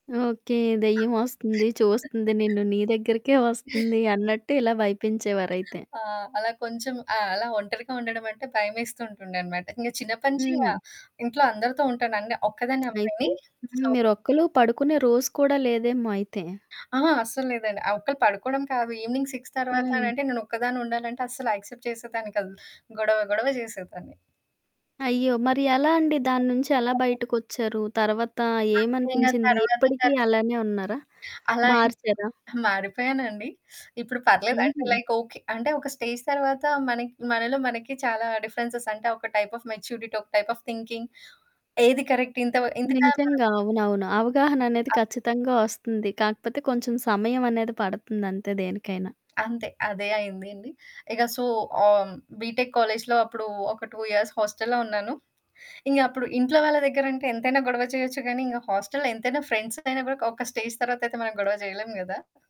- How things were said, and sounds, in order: other background noise; distorted speech; in English: "సో"; in English: "ఈవెనింగ్ సిక్స్"; in English: "యాక్సెప్ట్"; unintelligible speech; in English: "లైక్"; in English: "స్టేజ్"; in English: "డిఫరెన్సెస్"; in English: "టైప్ ఆఫ్ మెచ్యూరిటీ"; in English: "టైప్ ఆఫ్ థింకింగ్"; in English: "కరెక్ట్?"; in English: "సో"; in English: "బీటెక్"; mechanical hum; in English: "టూ ఇయర్స్ హాస్టల్‌లో"; in English: "హాస్టల్‌లో"; in English: "ఫ్రెండ్స్‌గైయినాక"; in English: "స్టేజ్"
- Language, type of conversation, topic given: Telugu, podcast, ఒంటరిగా ఉండటం మీకు భయం కలిగిస్తుందా, లేక ప్రశాంతతనిస్తుందా?